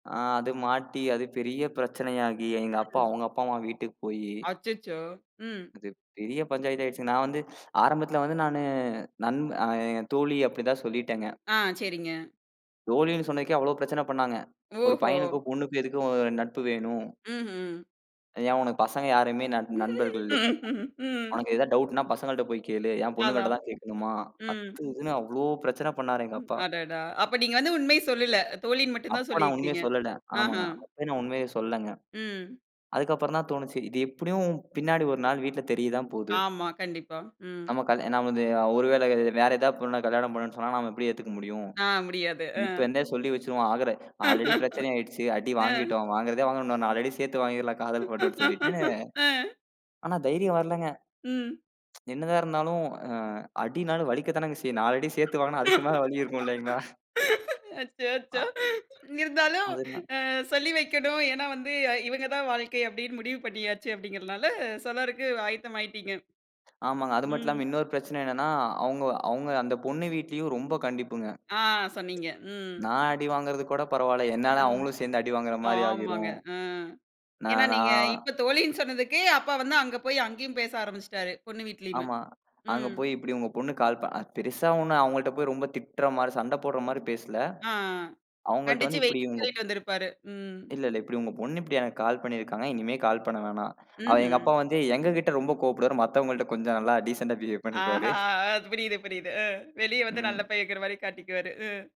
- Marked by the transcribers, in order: laugh; in English: "டவுட்ன்னா"; tapping; "சொல்லிட்டேன்" said as "சொல்லடன்"; chuckle; chuckle; unintelligible speech; tsk; laughing while speaking: "அச்சச்சோ! இருந்தாலும் அ சொல்லி வைக்கணும் … சொல்லறக்கு ஆயத்தமாயிட்டீங்க. ம்"; other noise; in English: "டீசண்ட்டா பிஹேவ்"
- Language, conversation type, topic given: Tamil, podcast, உங்கள் குடும்பத்தில் நீங்கள் உண்மையை நேரடியாகச் சொன்ன ஒரு அனுபவத்தைப் பகிர முடியுமா?